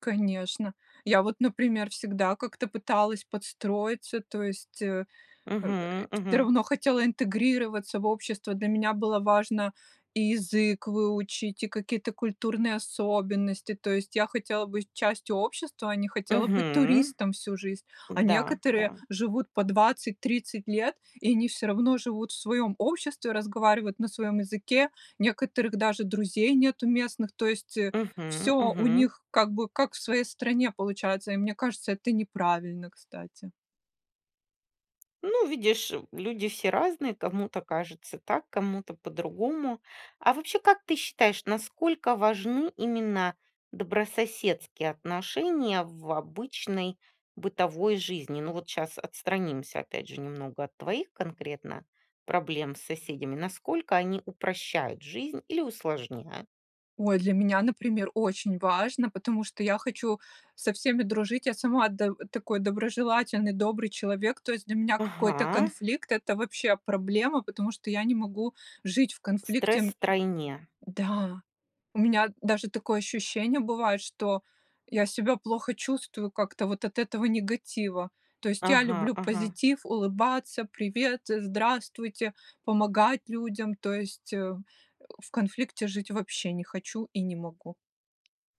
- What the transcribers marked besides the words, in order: tapping
- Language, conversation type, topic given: Russian, podcast, Как наладить отношения с соседями?